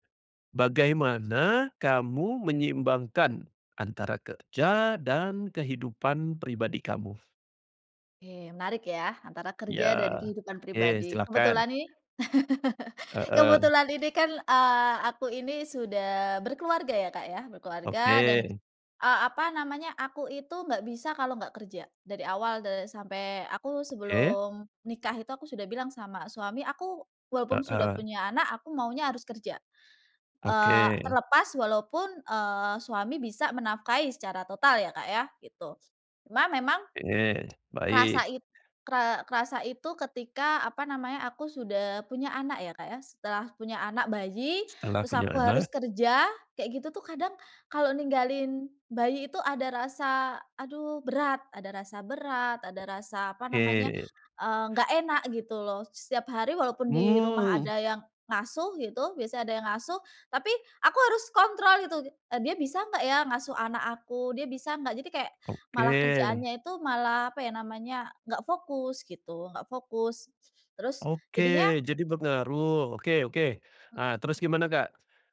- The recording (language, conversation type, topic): Indonesian, podcast, Bagaimana Anda menyeimbangkan pekerjaan dan kehidupan pribadi?
- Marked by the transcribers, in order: laugh; tapping; other background noise; other noise